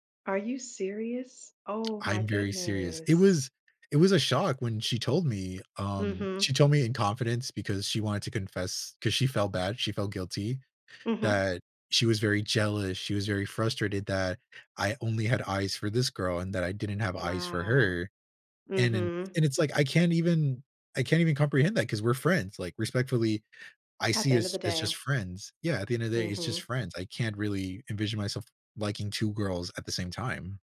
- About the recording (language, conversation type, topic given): English, unstructured, How do I decide which advice to follow when my friends disagree?
- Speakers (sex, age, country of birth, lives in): female, 35-39, United States, United States; male, 20-24, United States, United States
- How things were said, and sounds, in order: other background noise; tapping